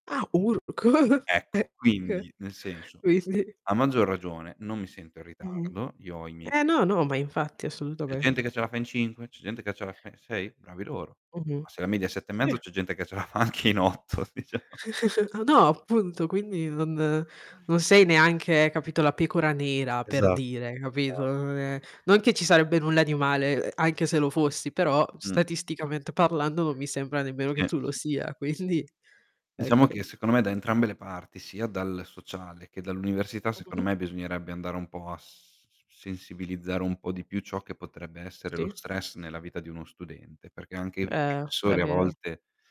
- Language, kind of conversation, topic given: Italian, unstructured, Come pensi che la scuola possa sostenere meglio gli studenti?
- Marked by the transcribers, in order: chuckle; unintelligible speech; laughing while speaking: "quisdi"; "quindi" said as "quisdi"; static; tapping; laughing while speaking: "fa anche in otto diciamo"; chuckle; other background noise; unintelligible speech; laughing while speaking: "quindi"; distorted speech